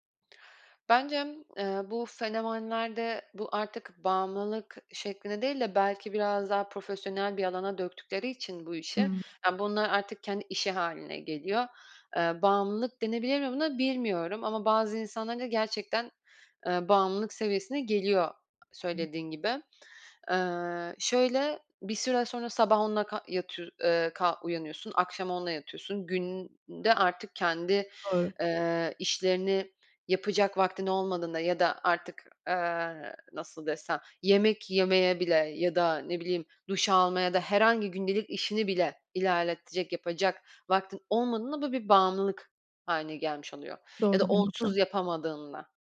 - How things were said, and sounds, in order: other background noise
- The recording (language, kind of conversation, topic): Turkish, podcast, Başkalarının ne düşündüğü özgüvenini nasıl etkiler?